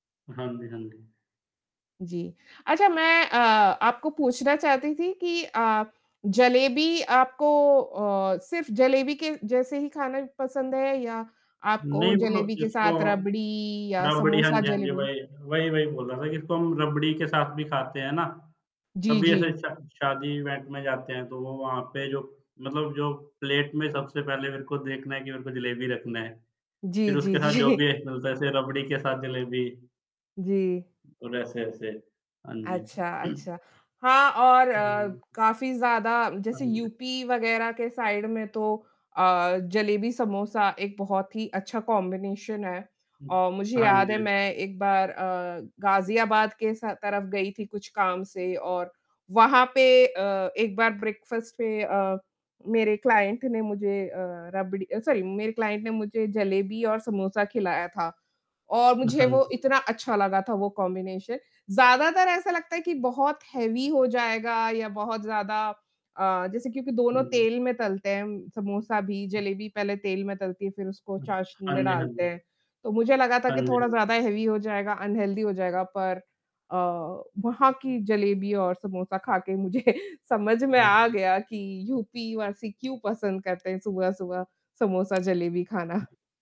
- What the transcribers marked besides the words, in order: static; in English: "इवेंट"; laughing while speaking: "जी"; throat clearing; unintelligible speech; in English: "साइड"; in English: "कॉम्बिनेशन"; distorted speech; in English: "ब्रेकफास्ट"; in English: "सॉरी"; in English: "कॉम्बिनेशन"; in English: "हेवी"; other noise; in English: "अनहेल्दी"; laughing while speaking: "मुझे"; unintelligible speech; tapping; other background noise
- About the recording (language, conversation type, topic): Hindi, unstructured, आपके लिए सबसे यादगार मिठाई खाने का अनुभव कौन सा रहा है?
- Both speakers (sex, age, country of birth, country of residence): female, 35-39, India, India; male, 20-24, India, India